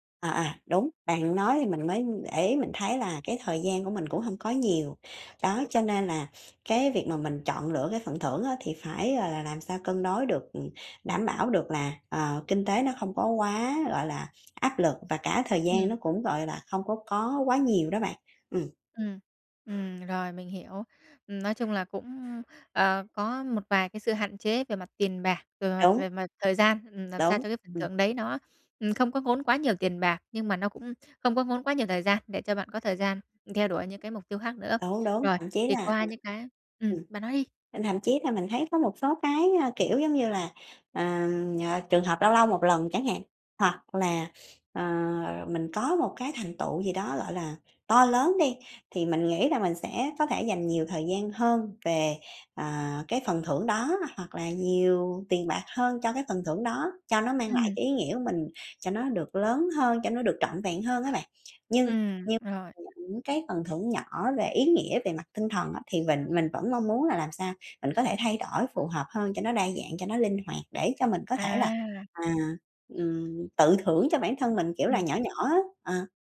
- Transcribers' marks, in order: other background noise; tapping; sniff; sniff; unintelligible speech; bird
- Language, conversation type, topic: Vietnamese, advice, Làm sao tôi có thể chọn một phần thưởng nhỏ nhưng thật sự có ý nghĩa cho thói quen mới?